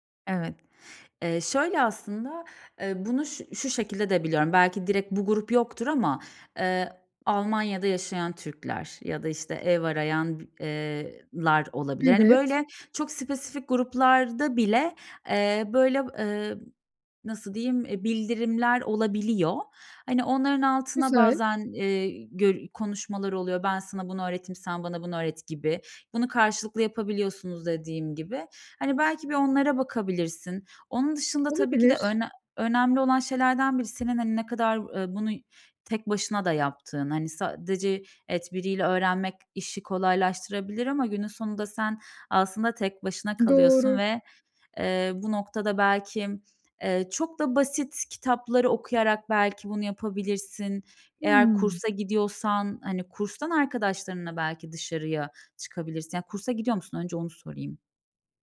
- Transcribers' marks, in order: other background noise; tapping
- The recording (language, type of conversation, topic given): Turkish, advice, Zor ve karmaşık işler yaparken motivasyonumu nasıl sürdürebilirim?
- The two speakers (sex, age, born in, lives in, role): female, 30-34, Turkey, Bulgaria, advisor; female, 35-39, Turkey, Austria, user